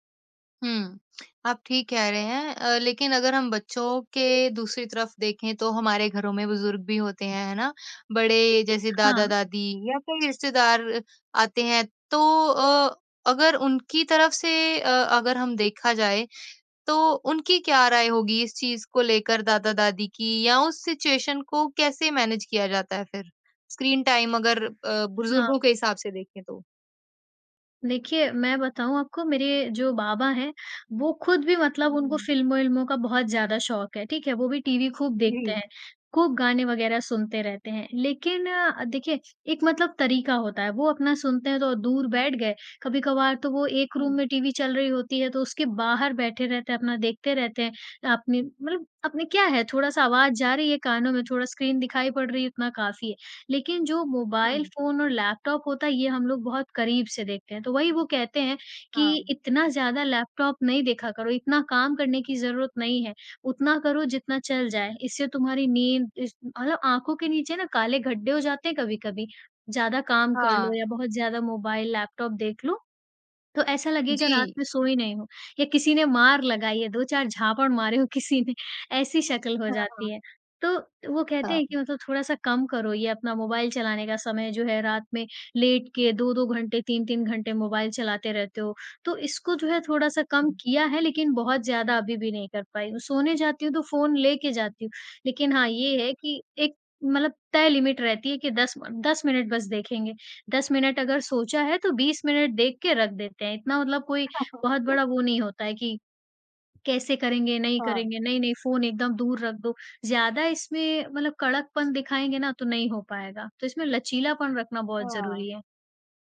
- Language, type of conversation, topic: Hindi, podcast, घर में आप स्क्रीन समय के नियम कैसे तय करते हैं और उनका पालन कैसे करवाते हैं?
- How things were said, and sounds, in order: other background noise; in English: "सिचुएशन"; in English: "मैनेज"; in English: "स्क्रीन टाइम"; in English: "रूम"; laughing while speaking: "किसी ने"; in English: "लिमिट"; laugh